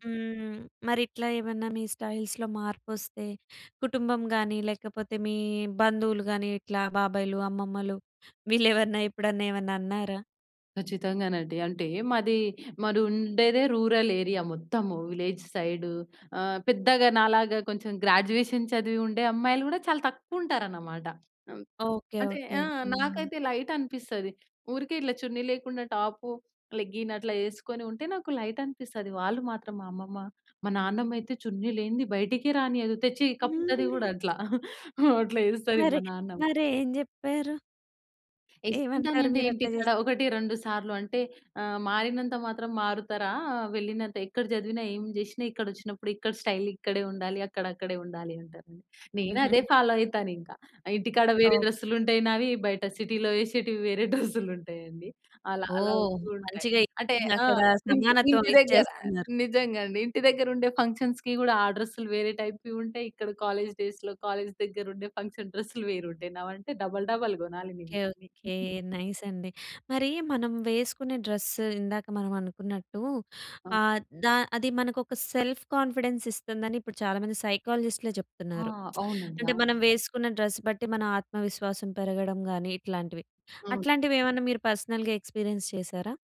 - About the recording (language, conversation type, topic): Telugu, podcast, నీ స్టైల్ ఎలా మారిందని చెప్పగలవా?
- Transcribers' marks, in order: in English: "స్టైల్స్‌లో"; in English: "రూరల్ ఏరియా"; in English: "విలేజ్ సైడ్"; in English: "గ్రాడ్యుయేషన్"; in English: "లైట్"; in English: "లెగ్గిన్"; in English: "లైట్"; other background noise; chuckle; giggle; in English: "స్టైల్"; in English: "ఫాలో"; in English: "సిటీలో"; laughing while speaking: "డ్రెస్సులు"; in English: "ఫంక్షన్స్‌కి"; in English: "టైప్‌వి"; in English: "కాలేజ్ డేస్‌లో కాలేజ్"; in English: "ఫంక్షన్"; in English: "డబల్, డబల్"; in English: "నైస్"; in English: "డ్రెస్"; in English: "సెల్ఫ్ కాన్ఫిడెన్స్"; in English: "సైకాలజిస్ట్‌లే"; lip smack; in English: "డ్రెస్"; in English: "పర్సనల్‌గా ఎక్స్పీరియన్స్"